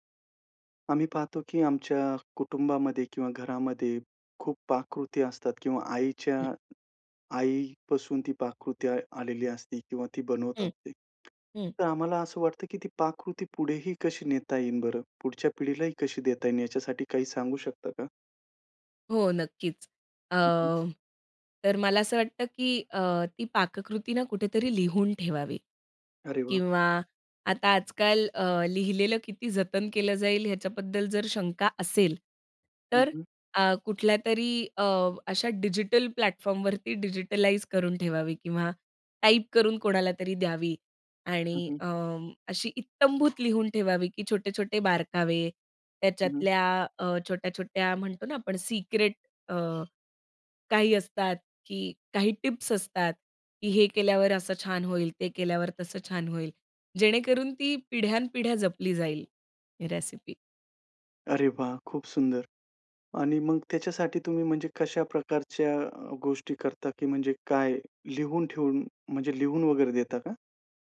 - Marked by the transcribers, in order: tapping; other noise; in English: "प्लॅटफॉर्मवरती, डिजिटलाइज"; other background noise
- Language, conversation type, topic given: Marathi, podcast, घरच्या जुन्या पाककृती पुढच्या पिढीपर्यंत तुम्ही कशा पद्धतीने पोहोचवता?